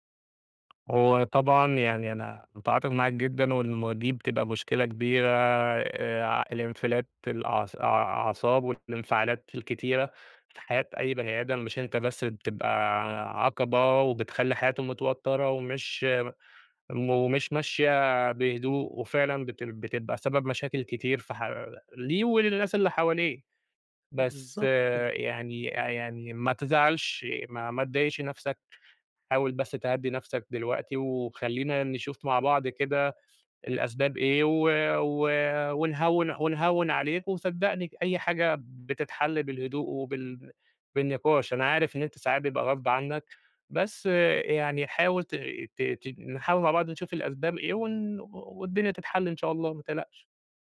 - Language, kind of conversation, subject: Arabic, advice, إزاي أتعامل مع انفجار غضبي على أهلي وبَعدين إحساسي بالندم؟
- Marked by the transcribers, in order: tapping